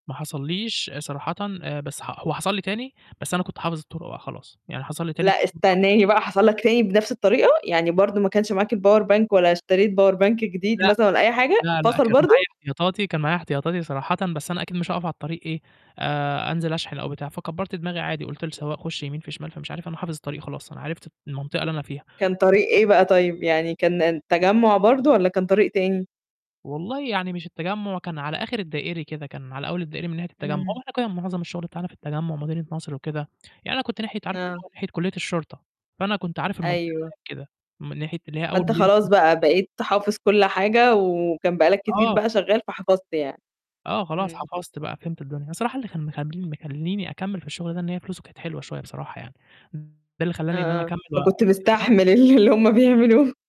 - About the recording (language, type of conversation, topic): Arabic, podcast, إيه خطتك لو بطارية موبايلك خلصت وإنت تايه؟
- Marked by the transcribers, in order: distorted speech; in English: "الpower bank"; in English: "power bank"; static; unintelligible speech; tapping; laughing while speaking: "ال اللي هم بيعملوه"; unintelligible speech